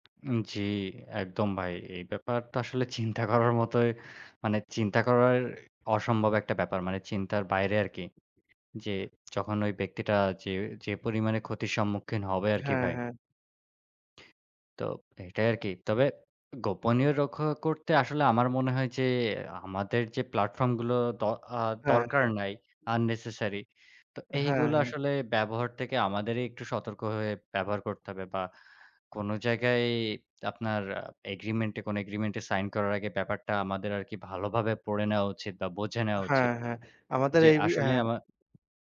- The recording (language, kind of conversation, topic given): Bengali, unstructured, টেক কোম্পানিগুলো কি আমাদের গোপনীয়তা নিয়ে ছিনিমিনি খেলছে?
- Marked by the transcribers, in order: tapping; laughing while speaking: "চিন্তা করার মতোই"; in English: "unnecessary"